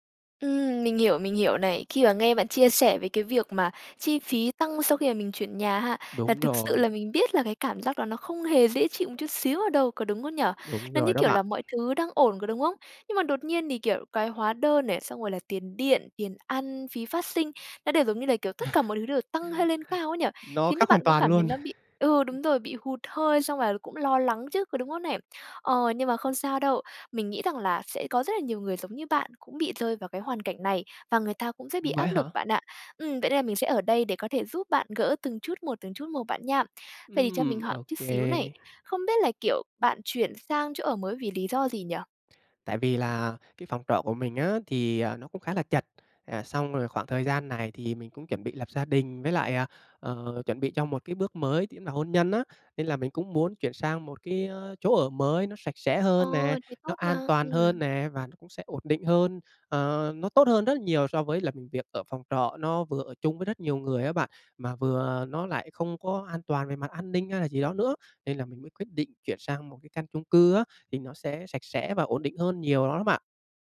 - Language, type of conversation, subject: Vietnamese, advice, Làm sao để đối phó với việc chi phí sinh hoạt tăng vọt sau khi chuyển nhà?
- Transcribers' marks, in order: tapping; other background noise; laugh